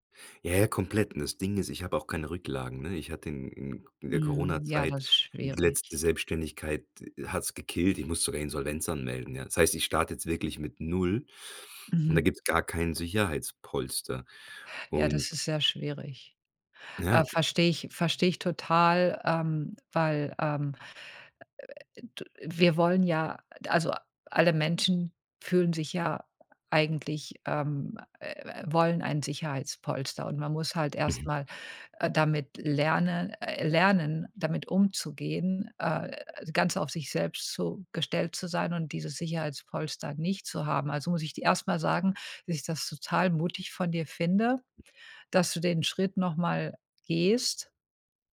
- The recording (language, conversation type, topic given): German, advice, Wie geht ihr mit Zukunftsängsten und ständigem Grübeln um?
- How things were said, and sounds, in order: none